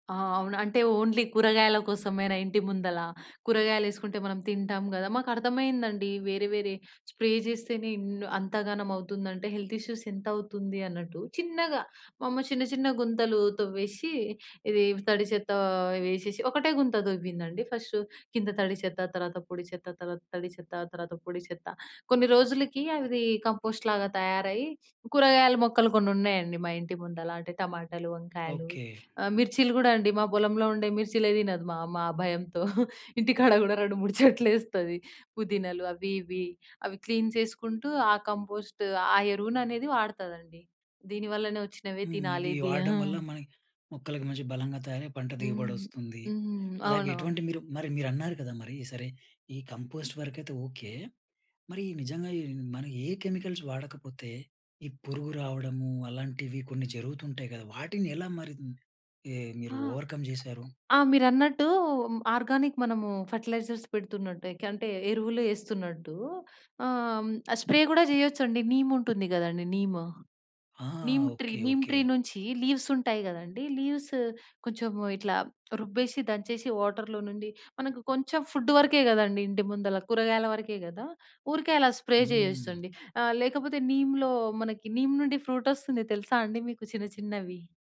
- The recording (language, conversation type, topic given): Telugu, podcast, ఇంట్లో కంపోస్ట్ చేయడం ఎలా మొదలు పెట్టాలి?
- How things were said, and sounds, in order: in English: "ఓన్లీ"; in English: "స్ప్రే"; in English: "హెల్త్ ఇష్యూస్"; in English: "ఫస్ట్"; in English: "కంపోస్ట్"; chuckle; in English: "క్లీన్"; in English: "కంపోస్ట్"; in English: "కంపోస్ట్"; in English: "కెమికల్స్"; in English: "ఓవర్‌కమ్"; in English: "ఆర్గానిక్"; in English: "ఫెర్టిలైజర్స్"; in English: "స్ప్రే"; in English: "నీమ్"; in English: "నీమ్, నీమ్ ట్రీ. నీమ్ ట్రీ"; in English: "లీవ్స్"; in English: "లీవ్స్"; in English: "వాటర్‌లో"; in English: "ఫుడ్"; in English: "స్ప్రే"; in English: "నీమ్‌లో"; in English: "నీమ్"